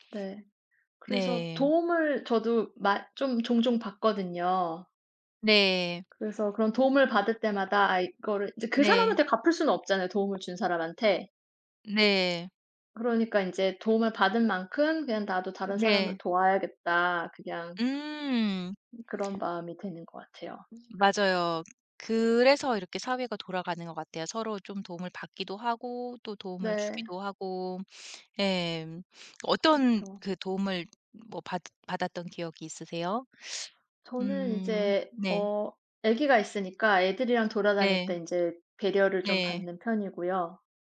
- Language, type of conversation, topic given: Korean, unstructured, 도움이 필요한 사람을 보면 어떻게 행동하시나요?
- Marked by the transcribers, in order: tapping; other background noise; sniff